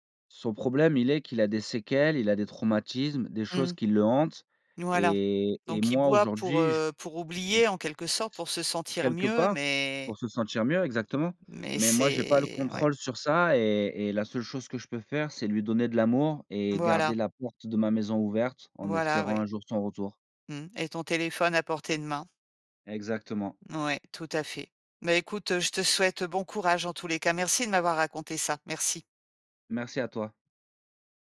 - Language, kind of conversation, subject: French, podcast, Comment reconnaître ses torts et s’excuser sincèrement ?
- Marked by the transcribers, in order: tapping; other background noise